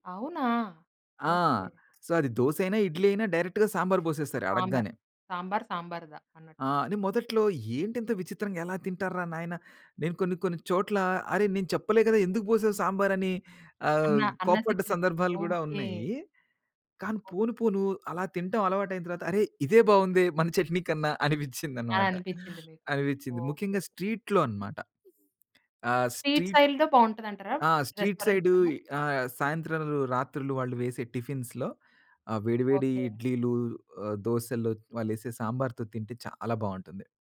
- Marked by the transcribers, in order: in English: "సో"; in English: "డైరెక్ట్‌గా"; laughing while speaking: "అనిపిచ్చిందనమాట"; other background noise; in English: "స్ట్రీట్"; in English: "స్ట్రీట్"; in English: "స్ట్రీట్"; in English: "రెస్టారెంట్"; in English: "టిఫిన్స్ లో"
- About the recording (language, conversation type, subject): Telugu, podcast, మీరు ప్రయత్నించిన స్థానిక వంటకాలలో మరిచిపోలేని అనుభవం ఏది?